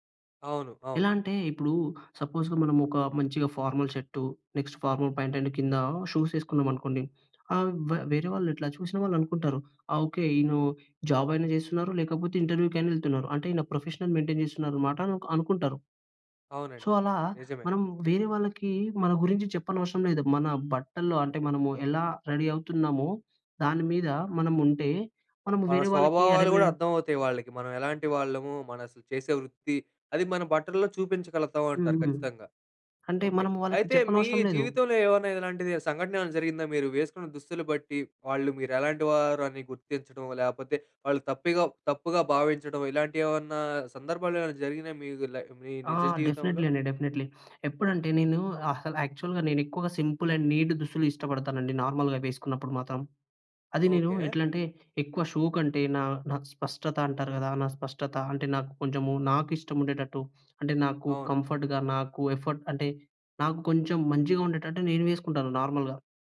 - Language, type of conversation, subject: Telugu, podcast, మీ దుస్తులు మీ గురించి ఏమి చెబుతాయనుకుంటారు?
- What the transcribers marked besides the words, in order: in English: "సపోజ్‌గా"; in English: "ఫార్మల్"; in English: "నెక్స్ట్ ఫార్మల్ పాంట్ అండ్"; in English: "షూస్"; in English: "జాబ్"; in English: "ప్రొఫెషనల్ మెయింటెయిన్"; in English: "సో"; in English: "రెడీ"; in English: "డెఫినెట్లీ"; in English: "డెఫినెట్లీ"; sniff; in English: "యాక్చువల్‌గా"; in English: "సింపుల్ అండ్ నీట్"; in English: "నార్మల్‍గా"; in English: "షో"; in English: "కంఫర్ట్‌గా"; in English: "ఎఫర్ట్"; in English: "నార్మల్‍గా"